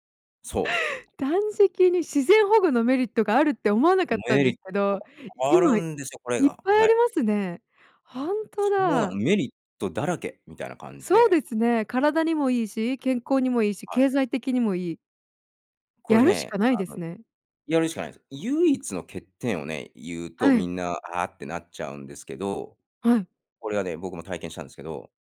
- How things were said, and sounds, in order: none
- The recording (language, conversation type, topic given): Japanese, podcast, 日常生活の中で自分にできる自然保護にはどんなことがありますか？